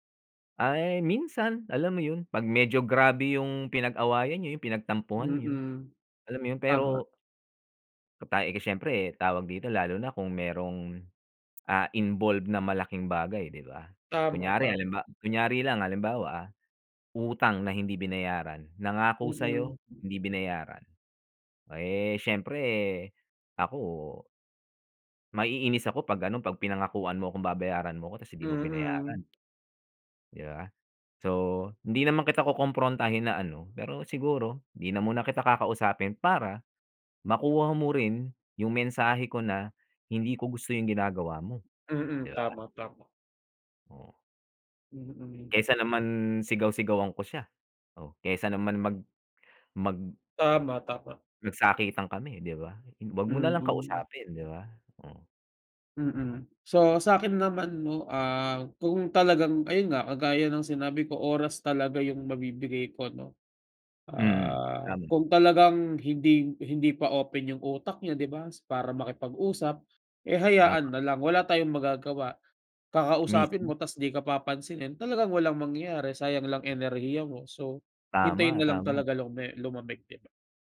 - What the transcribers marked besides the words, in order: unintelligible speech; tapping; other background noise
- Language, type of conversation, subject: Filipino, unstructured, Paano mo nilulutas ang mga tampuhan ninyo ng kaibigan mo?